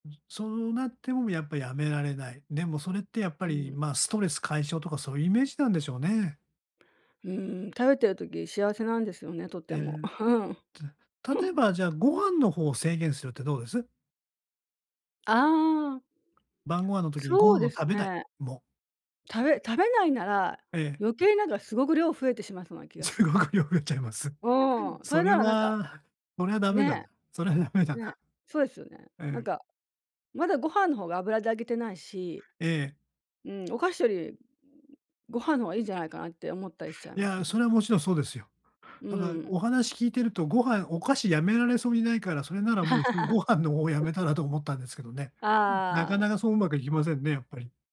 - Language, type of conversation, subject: Japanese, advice, 誘惑の多い生活環境で悪い習慣を断ち切るにはどうすればいいですか？
- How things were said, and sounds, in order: laughing while speaking: "うん"; chuckle; laughing while speaking: "すごく量が増えちゃいます"; laughing while speaking: "それはダメだな"; laugh